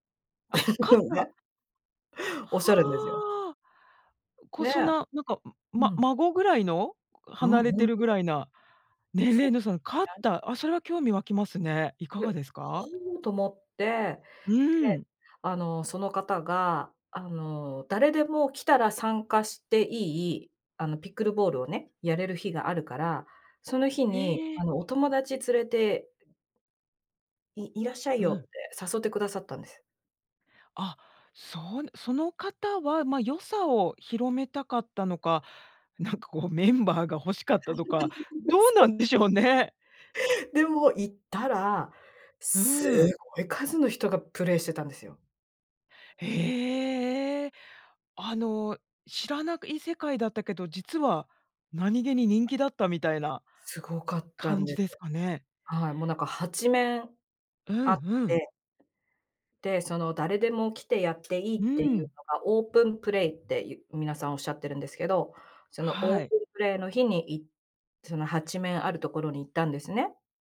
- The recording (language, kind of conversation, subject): Japanese, podcast, 最近ハマっている遊びや、夢中になっている創作活動は何ですか？
- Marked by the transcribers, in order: laugh; laughing while speaking: "なんかこうメンバーが欲しかったとか、どうなんでしょうね"; laugh; laughing while speaking: "そう"